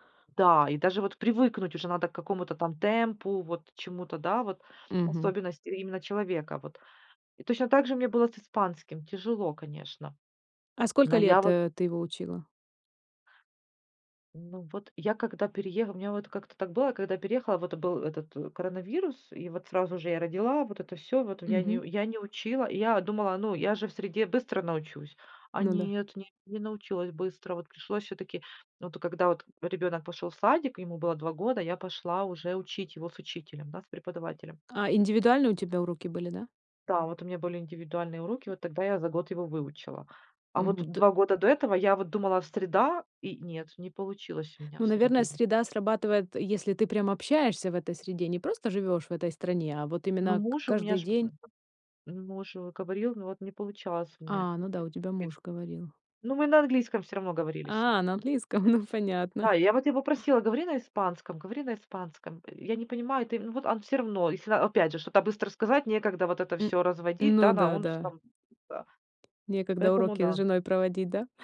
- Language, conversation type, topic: Russian, podcast, Как язык, на котором говорят дома, влияет на ваше самоощущение?
- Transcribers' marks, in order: tapping; other background noise; laughing while speaking: "ну, понятно"